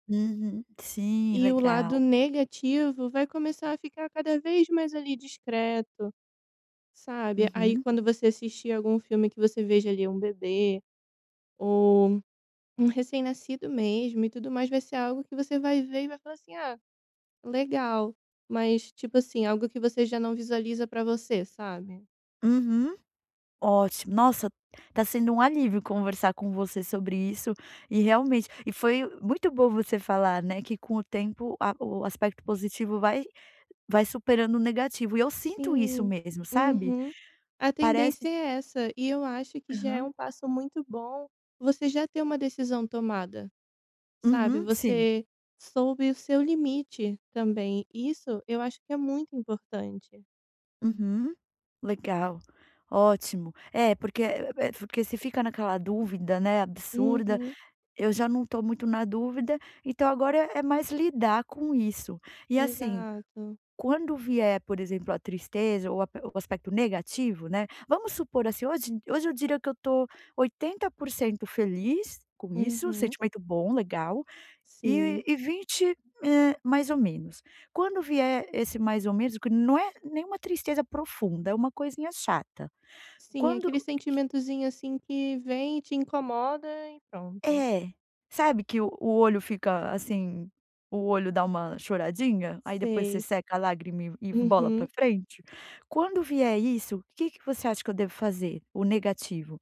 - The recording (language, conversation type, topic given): Portuguese, advice, Como posso identificar e nomear sentimentos ambíguos e mistos que surgem em mim?
- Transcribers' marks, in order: tapping; other background noise